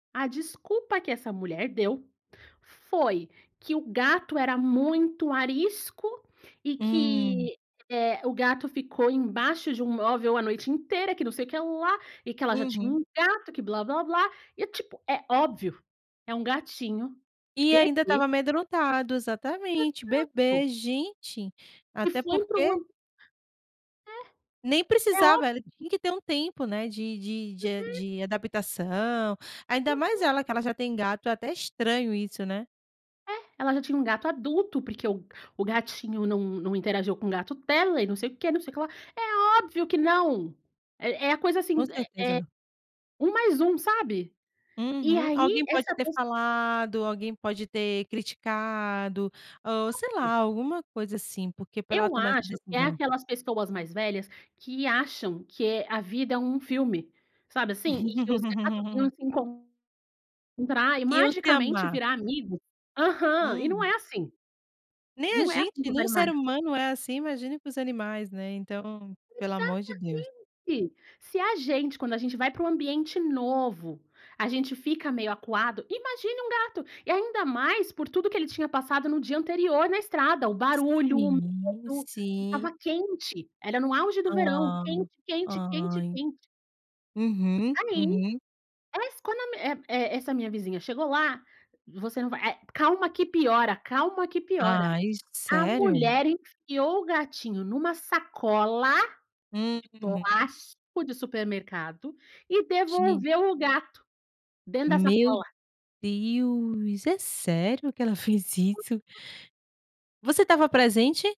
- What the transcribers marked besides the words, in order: unintelligible speech; tapping; unintelligible speech; laugh; stressed: "sacola"; other noise
- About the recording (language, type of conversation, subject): Portuguese, podcast, Qual encontro com um animal na estrada mais marcou você?